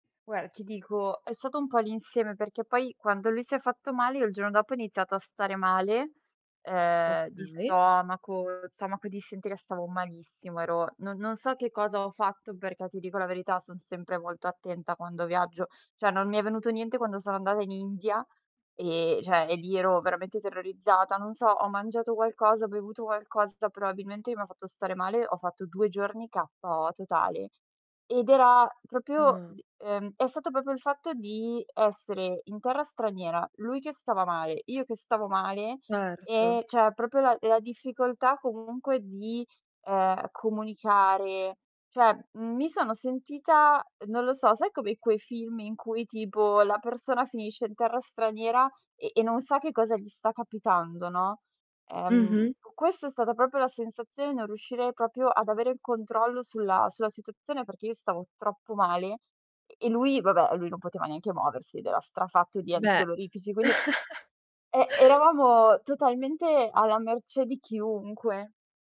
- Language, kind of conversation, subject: Italian, advice, Cosa posso fare se qualcosa va storto durante le mie vacanze all'estero?
- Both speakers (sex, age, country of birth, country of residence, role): female, 20-24, Italy, Italy, advisor; female, 25-29, Italy, Italy, user
- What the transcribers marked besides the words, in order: "Guarda" said as "guara"; "cioè" said as "ceh"; "cioè" said as "ceh"; "proprio" said as "propio"; "proprio" said as "popio"; "cioè" said as "ceh"; "proprio" said as "propio"; "proprio" said as "propio"; "proprio" said as "propio"; chuckle